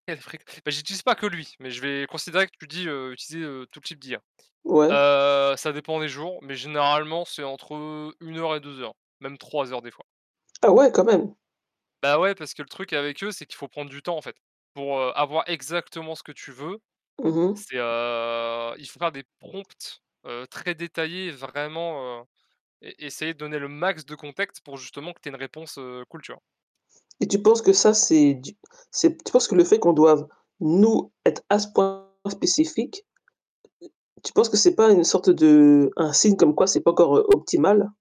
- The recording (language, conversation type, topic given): French, unstructured, Comment la technologie a-t-elle changé ta vie quotidienne ?
- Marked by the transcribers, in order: unintelligible speech; static; other background noise; drawn out: "heu"; stressed: "prompts"; distorted speech